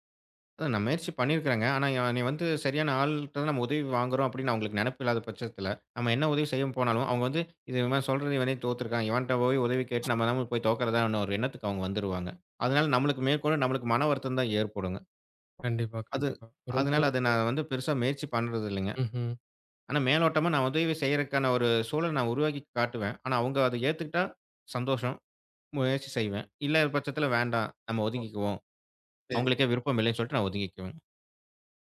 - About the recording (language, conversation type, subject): Tamil, podcast, மறுபடியும் கற்றுக்கொள்ளத் தொடங்க உங்களுக்கு ஊக்கம் எப்படி கிடைத்தது?
- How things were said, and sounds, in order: other background noise; other noise